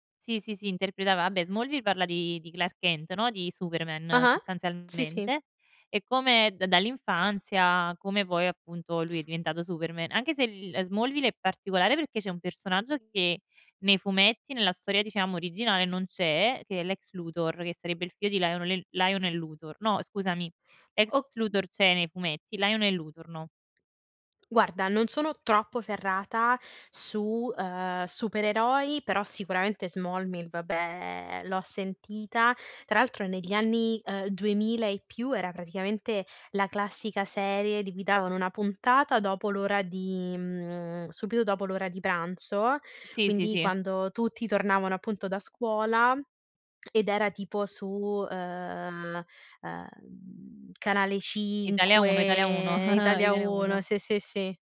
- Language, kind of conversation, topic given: Italian, podcast, Qual è la serie TV che ti ha appassionato di più e perché?
- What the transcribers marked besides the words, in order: tapping; other background noise; "figlio" said as "fio"; "Smallville" said as "smallmill"; chuckle; "Italia" said as "idalia"